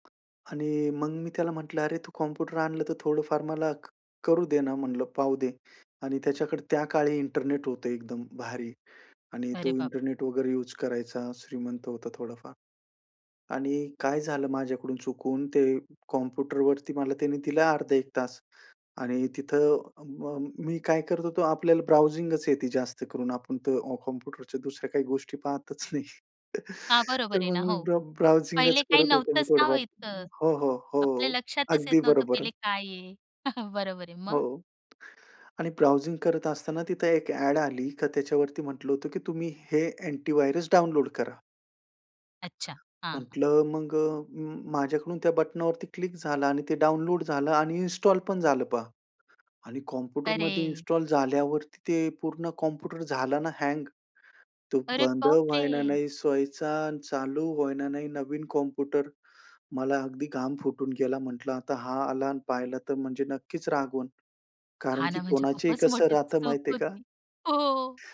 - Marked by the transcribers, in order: tapping; other background noise; in English: "ब्राउझिंगच"; laughing while speaking: "नाही. तर मग मी ब्र ब्राउझिंगच"; chuckle; in English: "ब्र ब्राउझिंगच"; chuckle; in English: "ब्राउझिंग"
- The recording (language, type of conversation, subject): Marathi, podcast, एखाद्या चुकीतून तुम्ही काय शिकलात, ते सांगाल का?